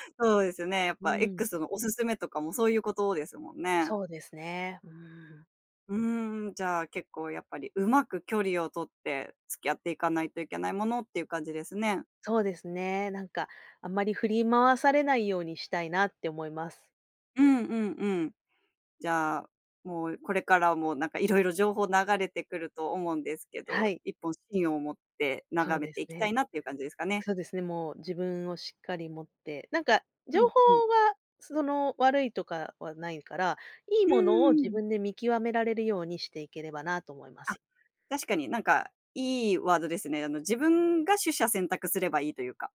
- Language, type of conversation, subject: Japanese, podcast, 普段、SNSの流行にどれくらい影響されますか？
- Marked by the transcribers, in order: none